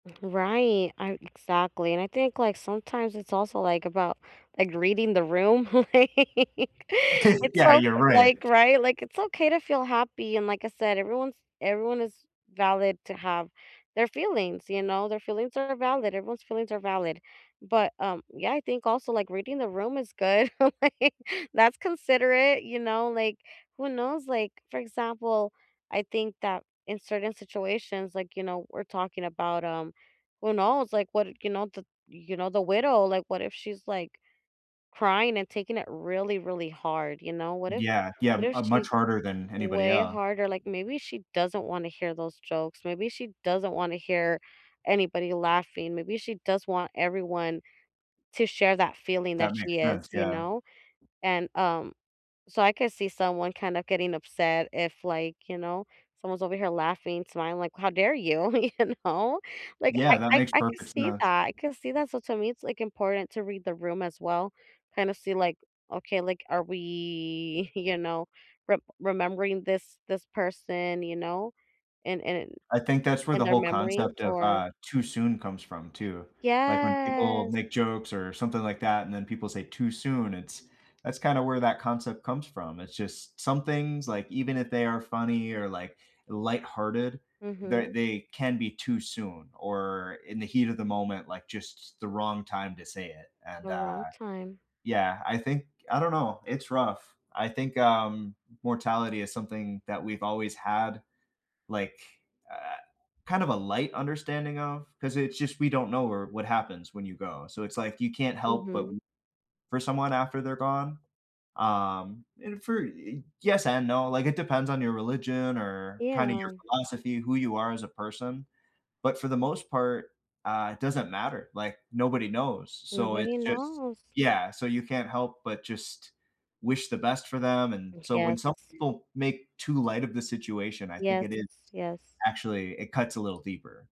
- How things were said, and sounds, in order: other background noise; laughing while speaking: "like"; chuckle; laughing while speaking: "like"; laughing while speaking: "You know?"; drawn out: "we"; chuckle; drawn out: "Yes"; unintelligible speech
- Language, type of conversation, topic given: English, unstructured, Do you think it's okay to feel happy after a loss?
- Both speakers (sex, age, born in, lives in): female, 35-39, United States, United States; male, 30-34, United States, United States